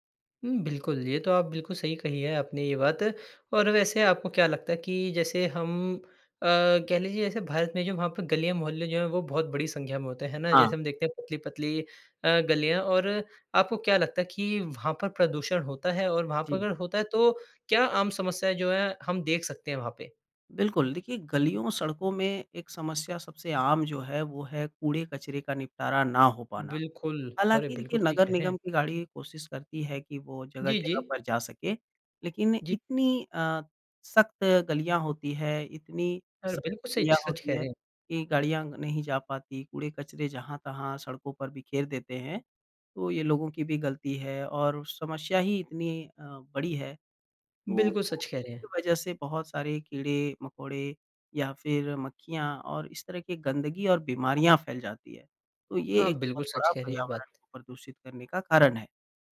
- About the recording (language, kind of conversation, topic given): Hindi, podcast, पर्यावरण बचाने के लिए आप कौन-से छोटे कदम सुझाएंगे?
- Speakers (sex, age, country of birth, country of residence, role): male, 20-24, India, India, host; male, 25-29, India, India, guest
- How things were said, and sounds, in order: none